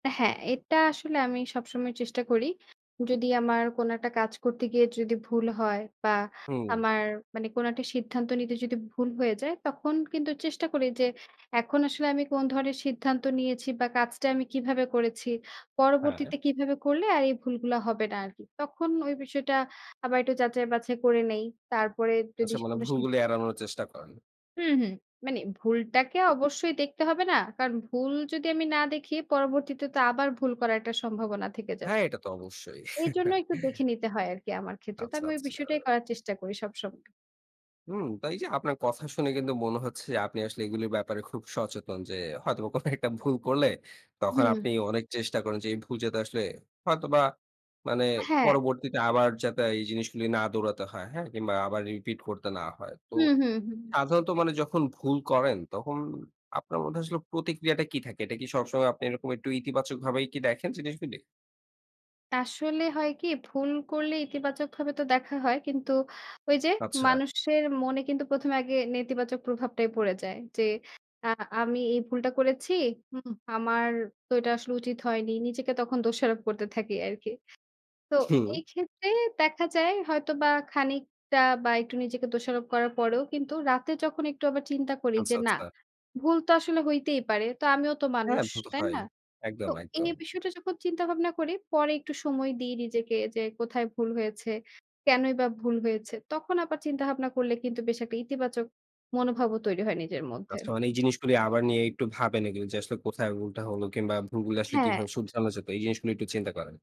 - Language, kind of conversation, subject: Bengali, podcast, তুমি ভুল থেকে কীভাবে শেখো?
- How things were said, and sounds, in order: unintelligible speech; other background noise; chuckle; laughing while speaking: "কোন একটা ভুল করলে"; horn